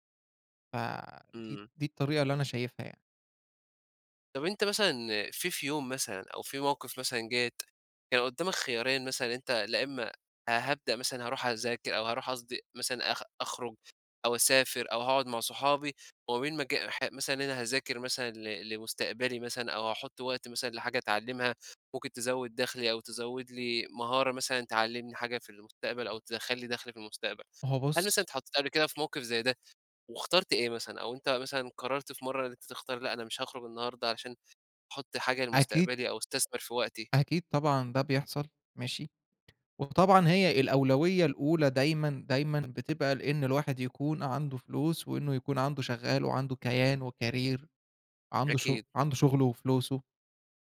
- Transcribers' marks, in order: tapping; in English: "وكارير"
- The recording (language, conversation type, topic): Arabic, podcast, إزاي بتوازن بين استمتاعك اليومي وخططك للمستقبل؟